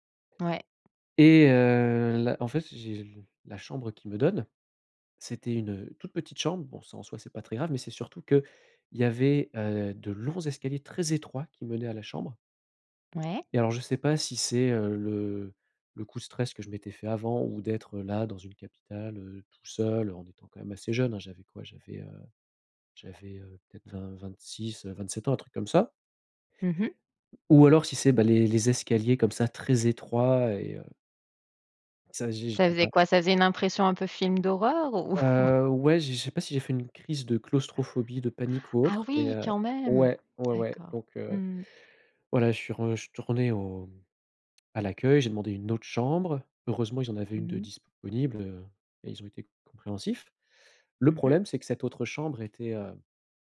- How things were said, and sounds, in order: other background noise; chuckle; "retourné" said as "rejtourné"
- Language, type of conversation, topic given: French, podcast, Peux-tu raconter une galère de voyage dont tu as ri après ?